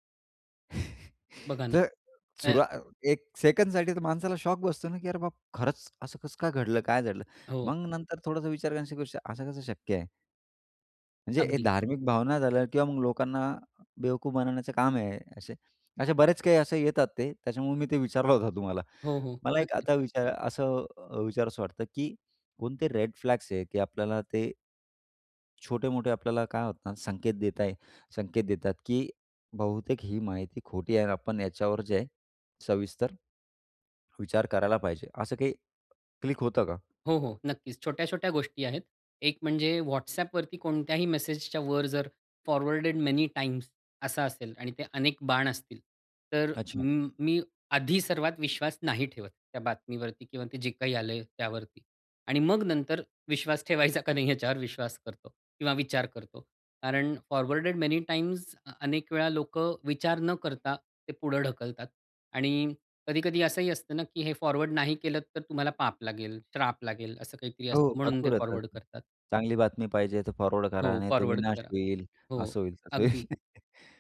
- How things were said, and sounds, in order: chuckle; unintelligible speech; in English: "रेड फ्लॅग्स"; tapping; in English: "फॉरवर्डेड मेनी टाइम्स"; other background noise; laughing while speaking: "ठेवायचा"; in English: "फॉरवर्डेड मेनी टाइम्स"; in English: "फॉरवर्ड"; in English: "फॉरवर्ड"; in English: "फॉरवर्ड"; in English: "फॉरवर्ड"; chuckle
- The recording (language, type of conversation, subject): Marathi, podcast, ऑनलाइन खोटी माहिती तुम्ही कशी ओळखता?
- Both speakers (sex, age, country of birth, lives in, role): male, 35-39, India, India, host; male, 40-44, India, India, guest